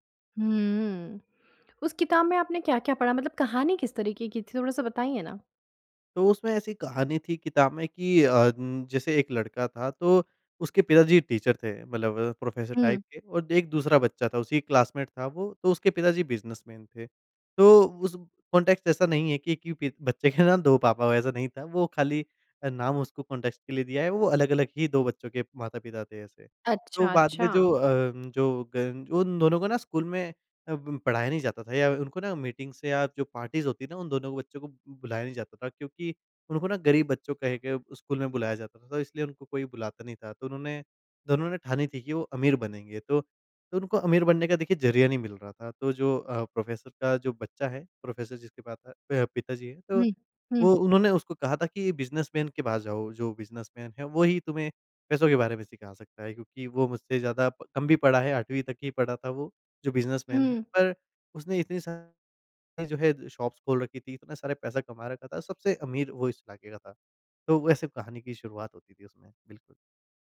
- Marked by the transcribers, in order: in English: "टाइप"; in English: "क्लासमेट"; in English: "बिज़नेसमैन"; in English: "कॉन्टेक्स्ट"; in English: "कॉन्टेक्स्ट"; in English: "मीटिंग्स"; in English: "पार्टीज़"; in English: "बिज़नेसमैन"; in English: "बिज़नेसमैन"; in English: "बिज़नेसमैन"; in English: "शॉप्स"
- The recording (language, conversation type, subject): Hindi, podcast, क्या किसी किताब ने आपका नज़रिया बदल दिया?